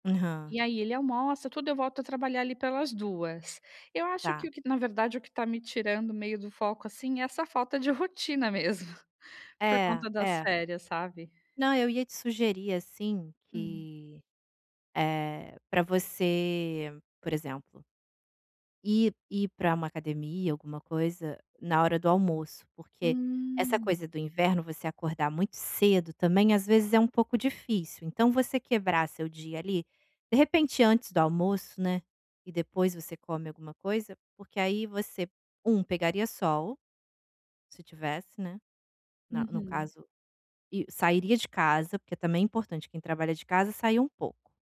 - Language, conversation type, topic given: Portuguese, advice, Como posso encontrar motivação nas tarefas do dia a dia?
- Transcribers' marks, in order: chuckle